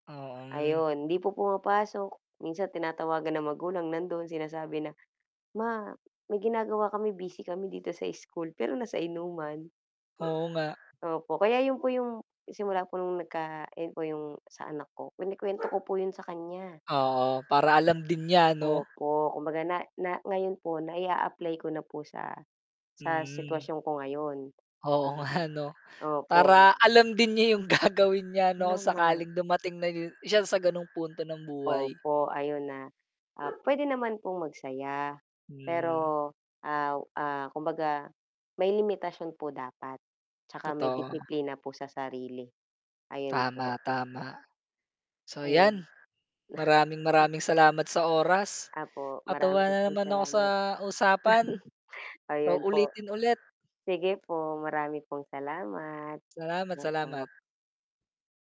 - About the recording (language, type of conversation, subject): Filipino, unstructured, Ano ang natutunan mo mula sa iyong unang trabaho?
- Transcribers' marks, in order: mechanical hum; dog barking; tapping; static; distorted speech; chuckle